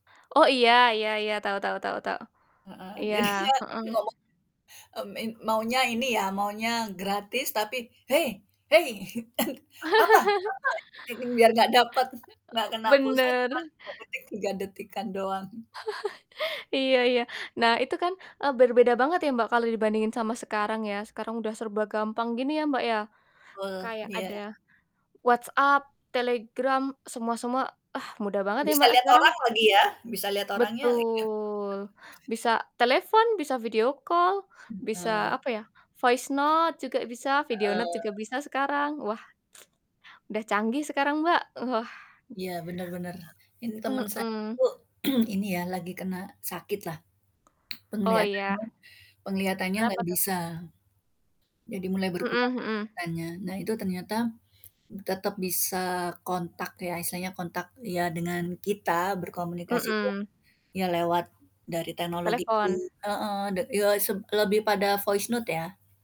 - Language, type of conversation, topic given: Indonesian, unstructured, Bagaimana teknologi mengubah cara kita berkomunikasi dalam kehidupan sehari-hari?
- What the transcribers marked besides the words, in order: laughing while speaking: "jadinya, ngomong"; distorted speech; laugh; chuckle; other background noise; laugh; drawn out: "Betul"; chuckle; in English: "video call"; in English: "voice note"; in English: "video note"; tsk; throat clearing; tapping; static; in English: "voice note"